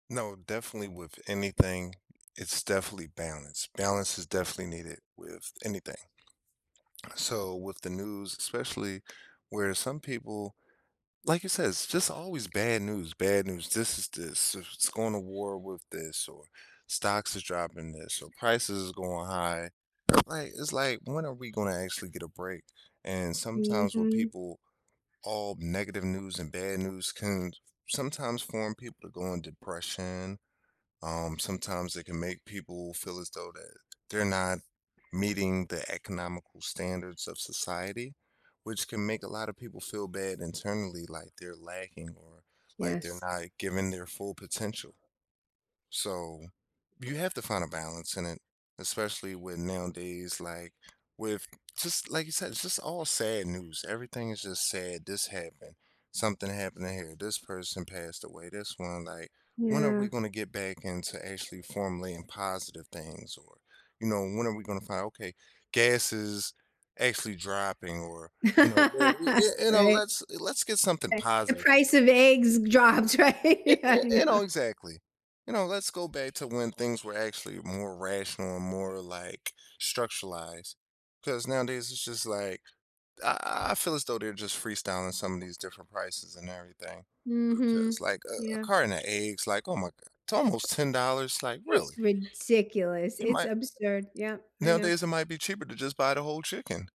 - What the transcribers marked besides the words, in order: background speech; other background noise; sad: "Yeah"; laugh; laughing while speaking: "dropped, right, I know"; stressed: "ridiculous"; tapping
- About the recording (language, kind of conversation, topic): English, unstructured, How do you feel about fearmongering news?
- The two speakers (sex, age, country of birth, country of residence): female, 65-69, United States, United States; male, 35-39, United States, United States